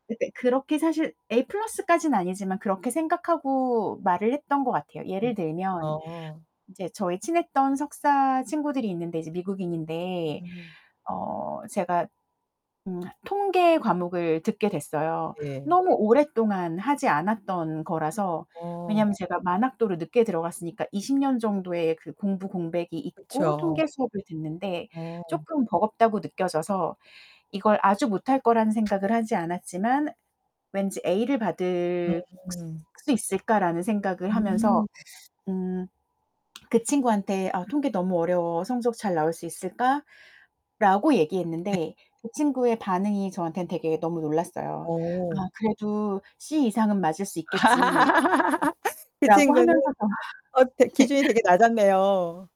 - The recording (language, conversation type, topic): Korean, podcast, 학교에서 문화적 차이 때문에 힘들었던 경험이 있으신가요?
- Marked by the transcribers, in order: other noise; distorted speech; other background noise; tapping; laugh; sigh; laugh